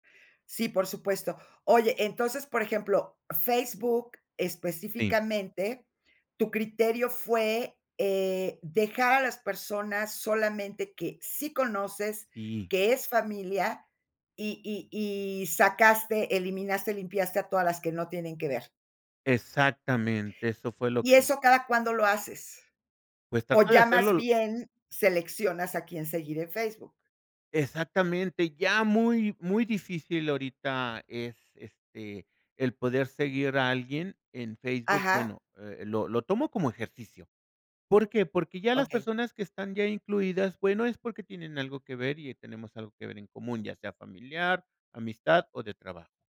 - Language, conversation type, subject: Spanish, podcast, ¿Cómo decides si seguir a alguien en redes sociales?
- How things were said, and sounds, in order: none